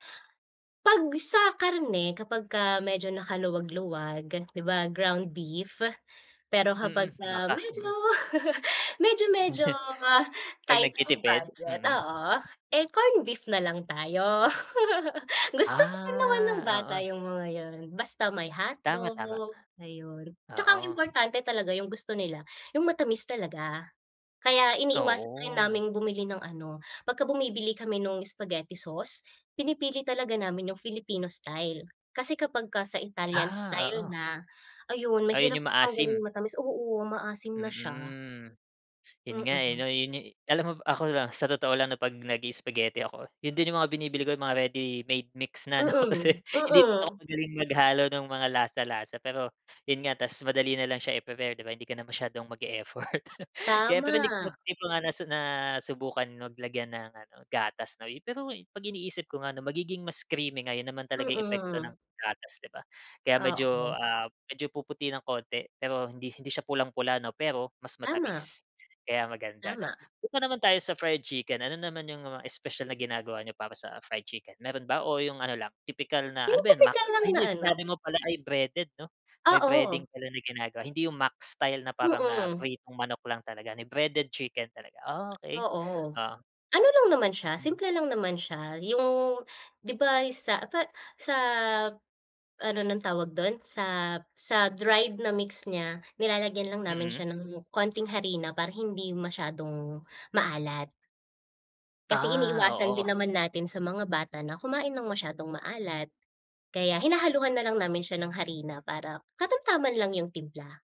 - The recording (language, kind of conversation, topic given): Filipino, podcast, Anong pagkain ang laging kasama sa mga selebrasyon ninyo?
- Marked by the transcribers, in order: laugh; in English: "tight"; chuckle; laugh; other background noise; laughing while speaking: "ano, kasi"; laugh; in English: "breaded"; in English: "breading"; in English: "breaded chicken"